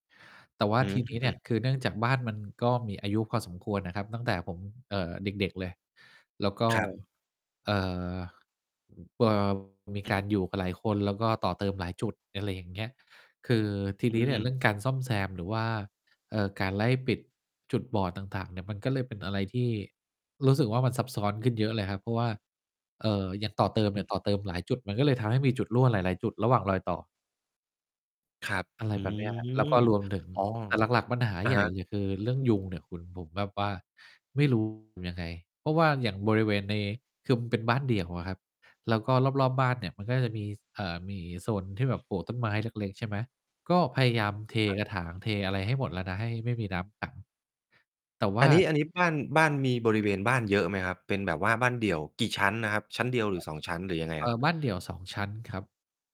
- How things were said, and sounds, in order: distorted speech; other noise; other background noise
- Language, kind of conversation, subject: Thai, advice, คุณกังวลเรื่องความปลอดภัยและความมั่นคงของที่อยู่อาศัยใหม่อย่างไรบ้าง?